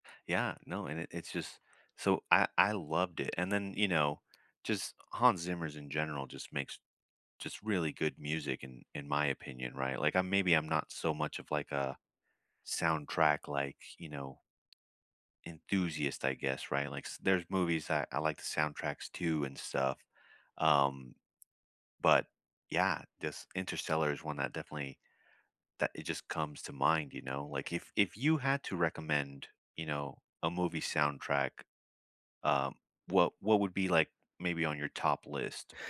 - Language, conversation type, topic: English, unstructured, Which movie soundtracks have you loved without seeing the film, and what drew you to them?
- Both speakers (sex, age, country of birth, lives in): male, 35-39, United States, United States; male, 55-59, United States, United States
- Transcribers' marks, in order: tapping; other background noise